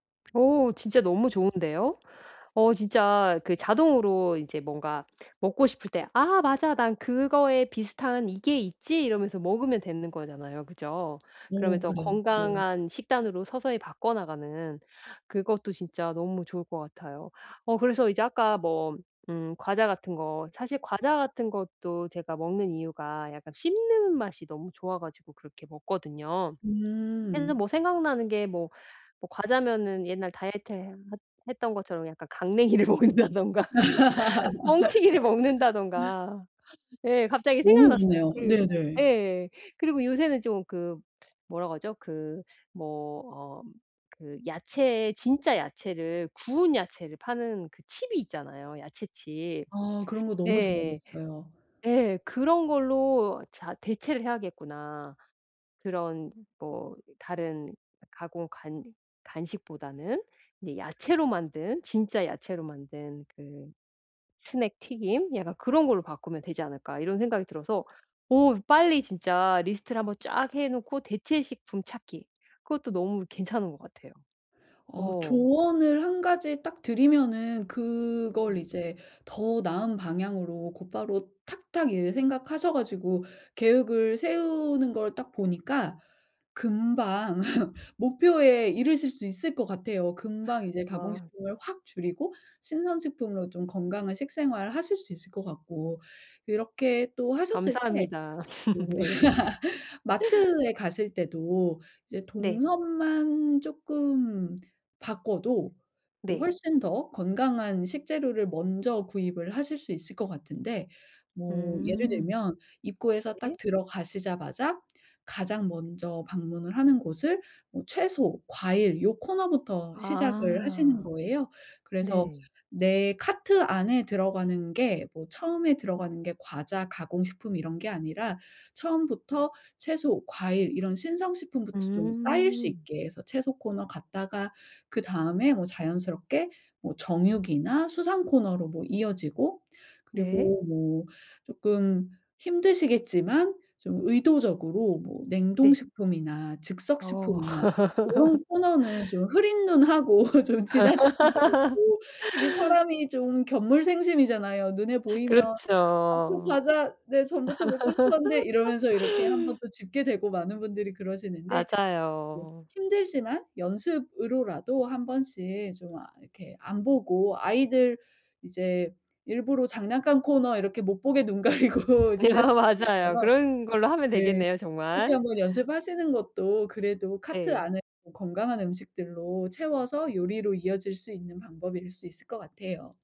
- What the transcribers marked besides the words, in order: tapping; laugh; laughing while speaking: "강냉이를 먹는다든가 뻥튀기를 먹는다든가"; laugh; laugh; laughing while speaking: "네"; laughing while speaking: "하고 좀 지나치시는 것도"; laugh; laugh; laugh; laughing while speaking: "눈 가리고"; laugh; laughing while speaking: "맞아요"
- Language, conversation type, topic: Korean, advice, 장볼 때 가공식품을 줄이려면 어떤 식재료를 사는 것이 좋을까요?
- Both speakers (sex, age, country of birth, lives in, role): female, 40-44, South Korea, United States, advisor; female, 45-49, South Korea, United States, user